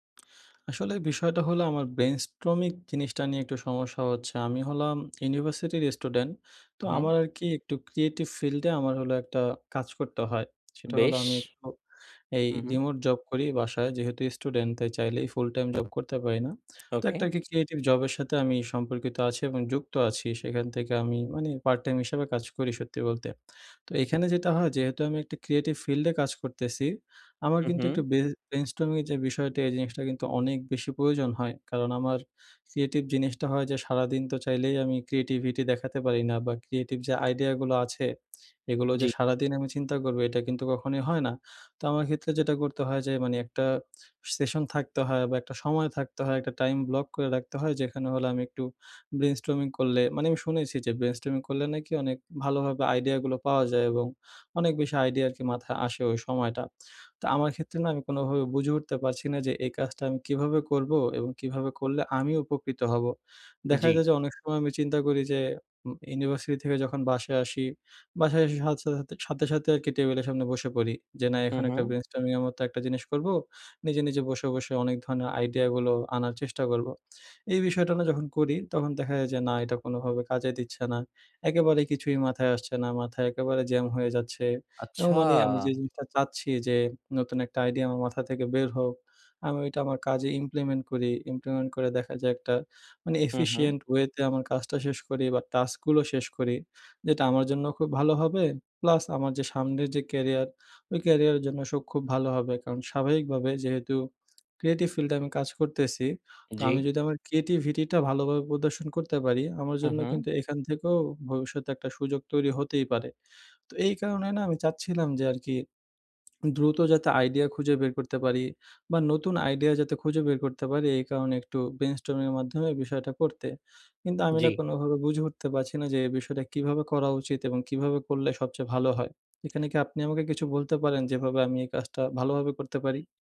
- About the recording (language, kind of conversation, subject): Bengali, advice, ব্রেইনস্টর্মিং সেশনে আইডিয়া ব্লক দ্রুত কাটিয়ে উঠে কার্যকর প্রতিক্রিয়া কীভাবে নেওয়া যায়?
- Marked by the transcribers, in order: in English: "creative field"; in English: "remote job"; in English: "full time job"; in English: "creative job"; in English: "part time"; in English: "creative field"; in English: "session"; in English: "time block"; drawn out: "আচ্ছা"; in English: "implement"; in English: "implement"; in English: "efficient way"; in English: "task"; in English: "creative field"; swallow